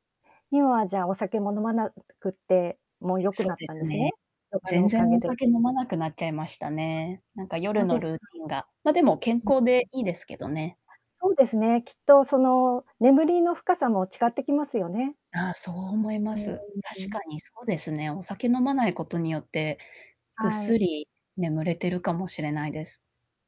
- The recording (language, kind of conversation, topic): Japanese, podcast, 寝る前のルーティンで、欠かせない習慣は何ですか？
- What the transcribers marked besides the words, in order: unintelligible speech; distorted speech